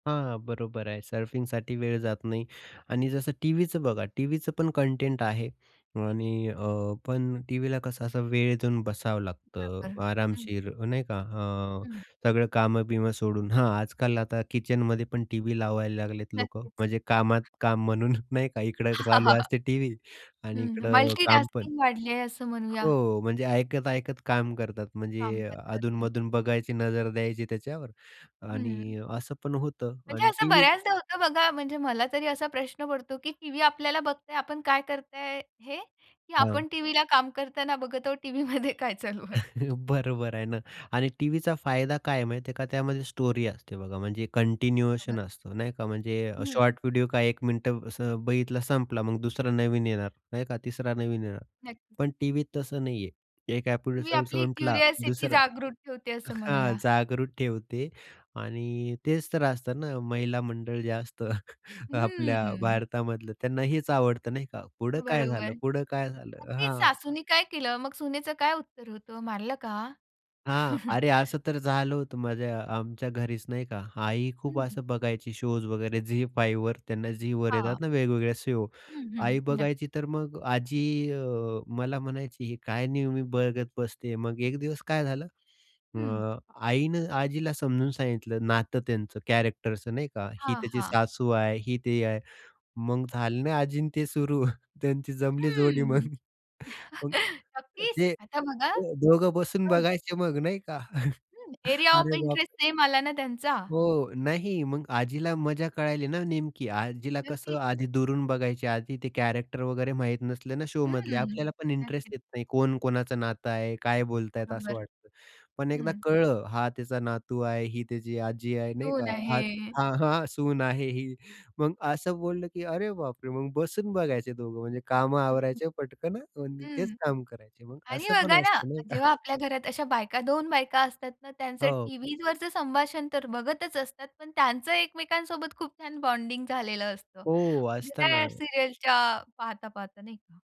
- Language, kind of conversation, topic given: Marathi, podcast, शॉर्ट व्हिडिओ आणि दूरदर्शन यांपैकी तुला काय जास्त आवडतं?
- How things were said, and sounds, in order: in English: "सर्फिंगसाठी"; other noise; other background noise; laughing while speaking: "म्हणून"; chuckle; in English: "मल्टी टास्किंग"; laughing while speaking: "टीव्हीमध्ये काय चालू आहे"; chuckle; in English: "स्टोरी"; in English: "कंटिन्युएशन"; in English: "क्युरिओसिटी"; in English: "एपिसोड"; "संपला" said as "सुंटला"; tapping; chuckle; chuckle; in English: "शोज"; in English: "शो"; in English: "कॅरेक्टरचं"; chuckle; laughing while speaking: "सुरु. त्यांची जमली जोडी मग"; chuckle; in English: "एरिया ऑफ इंटरेस्ट"; chuckle; in English: "कॅरेक्टर"; in English: "शो"; laughing while speaking: "नाही का"; in English: "बॉन्डिंग"; in English: "सीरियलच्या"